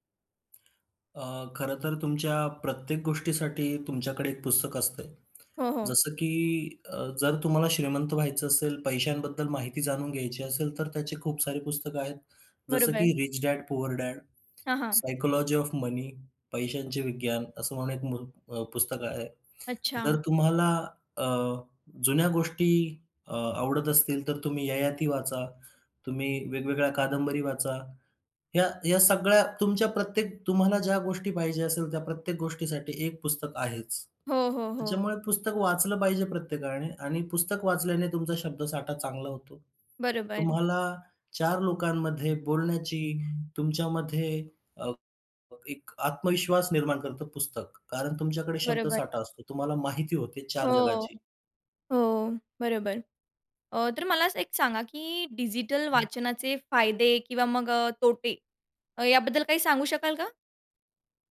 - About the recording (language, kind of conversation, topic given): Marathi, podcast, पुस्तकं वाचताना तुला काय आनंद येतो?
- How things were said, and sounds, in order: tapping; other background noise